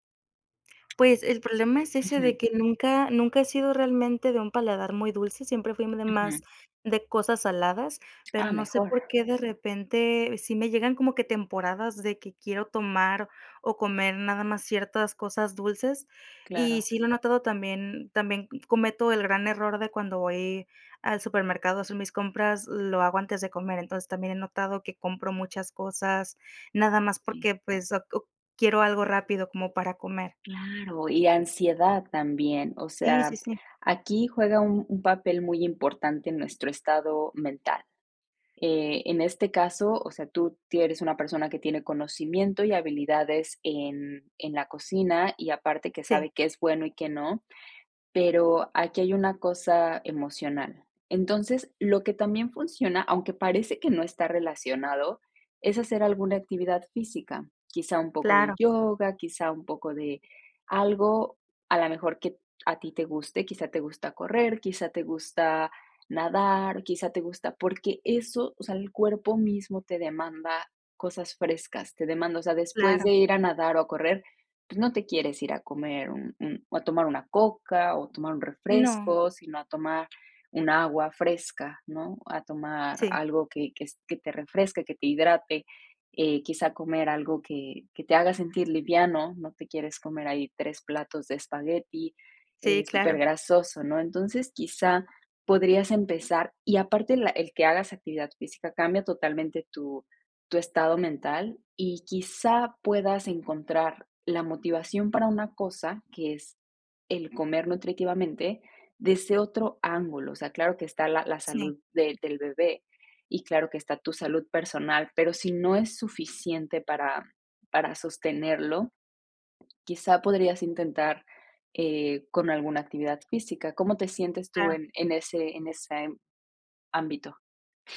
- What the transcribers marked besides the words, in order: tapping
- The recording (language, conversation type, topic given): Spanish, advice, ¿Cómo puedo recuperar la motivación para cocinar comidas nutritivas?
- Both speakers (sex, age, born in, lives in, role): female, 30-34, Mexico, Mexico, advisor; female, 30-34, Mexico, Mexico, user